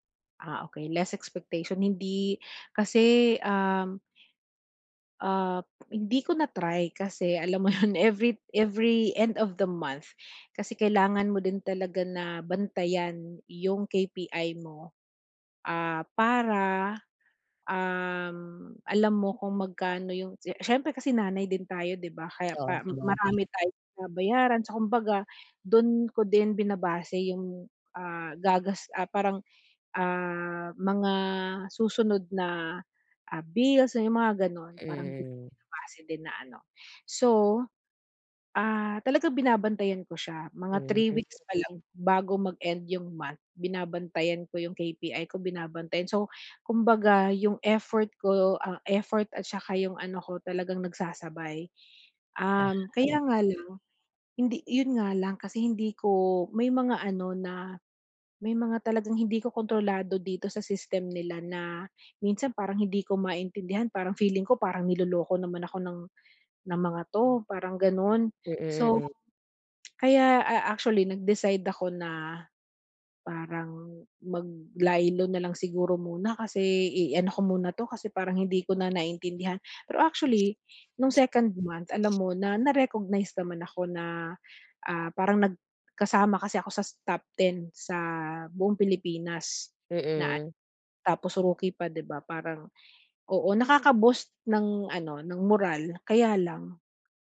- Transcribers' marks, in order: tapping; laughing while speaking: "'yon"; other background noise
- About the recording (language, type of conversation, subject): Filipino, advice, Paano ko mapapalaya ang sarili ko mula sa mga inaasahan at matututong tanggapin na hindi ko kontrolado ang resulta?